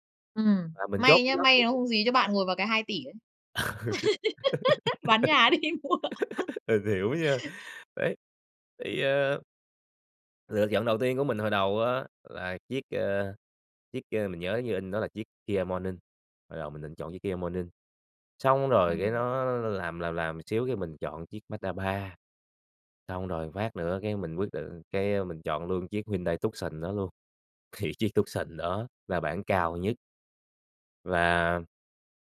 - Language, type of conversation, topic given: Vietnamese, podcast, Bạn có thể kể về một lần bạn đưa ra lựa chọn sai và bạn đã học được gì từ đó không?
- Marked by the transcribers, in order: laugh; laughing while speaking: "Mình hiểu nha"; laugh; laughing while speaking: "nhà đi mua"; laugh; laughing while speaking: "thì"